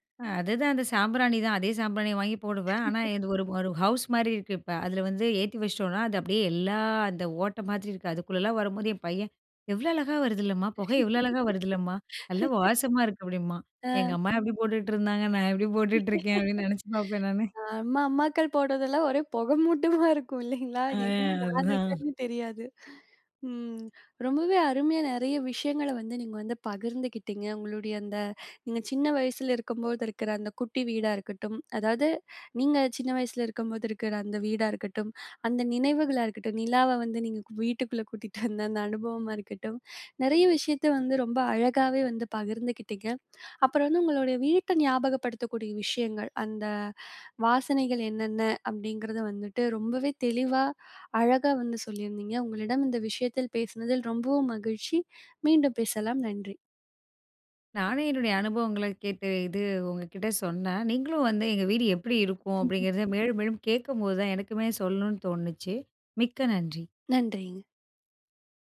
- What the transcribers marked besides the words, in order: laugh; laugh; tapping; other background noise; laughing while speaking: "நான் எப்டி போட்டுட்டு இருக்கேன்? அப்டின்னு நெனைச்சு பார்ப்பேன் நானு"; laugh; laughing while speaking: "நம்ம அம்மாக்கள் போடுவதெல்லாம் ஒரே புகைமூட்டமா இருக்கும் இல்லேங்களா! எங்கே யார் இருக்கான்னு தெரியாது. ம்"; other noise; chuckle
- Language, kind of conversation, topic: Tamil, podcast, வீட்டின் வாசனை உங்களுக்கு என்ன நினைவுகளைத் தருகிறது?